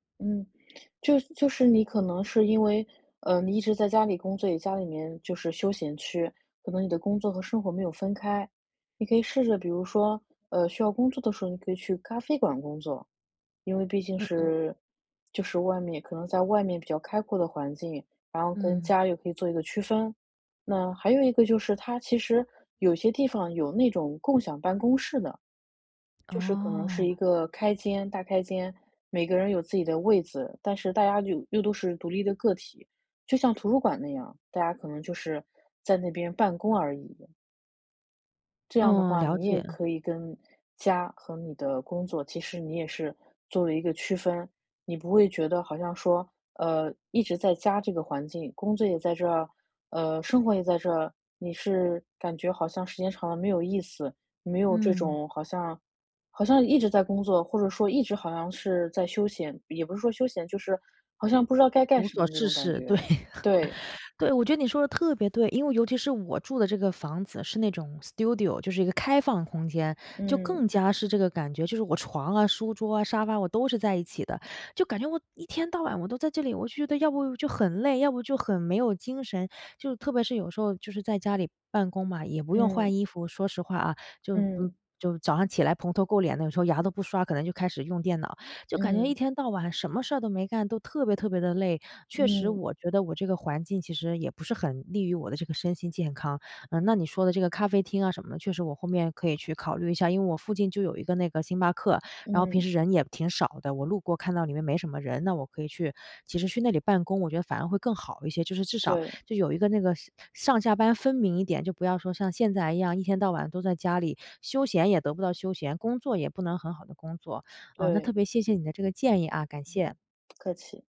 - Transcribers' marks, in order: laughing while speaking: "对"; laugh; in English: "studio"; other background noise
- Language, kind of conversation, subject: Chinese, advice, 休闲时间总觉得无聊，我可以做些什么？